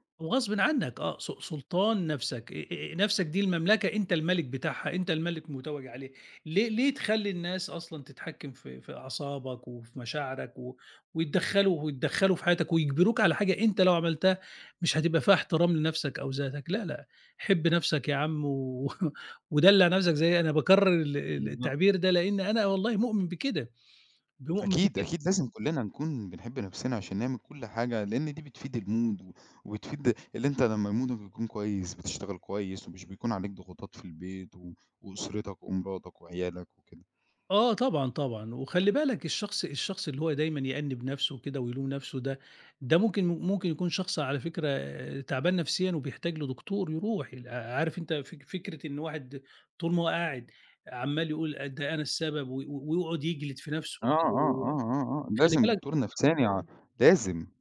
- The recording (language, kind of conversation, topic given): Arabic, podcast, إزاي أتعلم أحب نفسي أكتر؟
- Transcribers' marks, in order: chuckle; in English: "المود"; in English: "مودك"; tapping